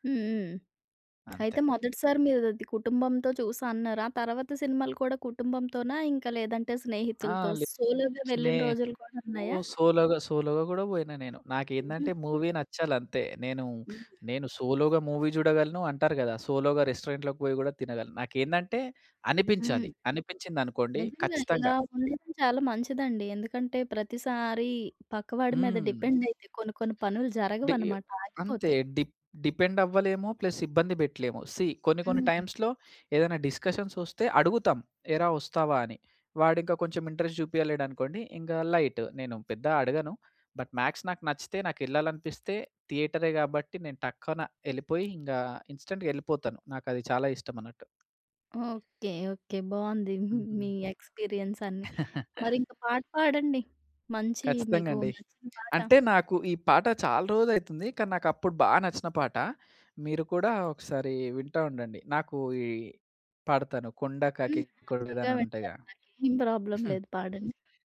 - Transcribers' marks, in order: other background noise; in English: "సోలో‌గా"; in English: "సోలో‌గా, సోలో‌గా"; in English: "మూవీ"; in English: "సోలో‌గా మూవీ"; in English: "సోలో‌గా రెస్టారెంట్‌లోకి"; in English: "డిపెండ్"; in English: "డిపెండ్"; in English: "ప్లస్"; in English: "సీ"; in English: "టైమ్స్‌లో"; in English: "డిస్కషన్స్"; in English: "ఇంట్రెస్ట్"; in English: "లైట్"; in English: "బట్ మ్యాక్స్"; tapping; in English: "ఇన్స్‌టాంట్‌గా"; chuckle; in English: "ఎక్స్‌పీరియన్స్"; chuckle; in English: "హ్యాపీ‌గా"; in English: "ప్రాబ్లమ్"; chuckle
- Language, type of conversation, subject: Telugu, podcast, మీకు మొదటిసారి చూసిన సినిమా గుర్తుందా, అది చూసినప్పుడు మీకు ఎలా అనిపించింది?